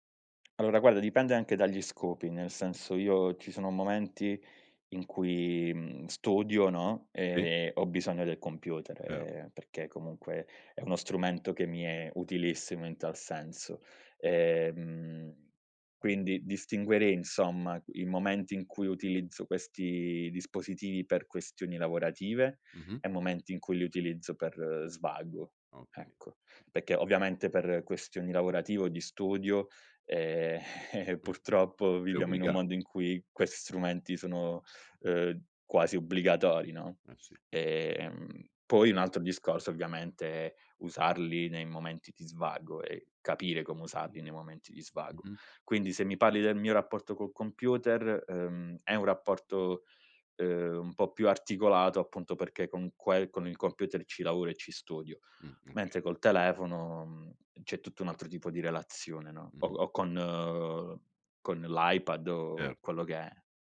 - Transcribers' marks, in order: other background noise; chuckle
- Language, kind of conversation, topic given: Italian, podcast, Quali abitudini aiutano a restare concentrati quando si usano molti dispositivi?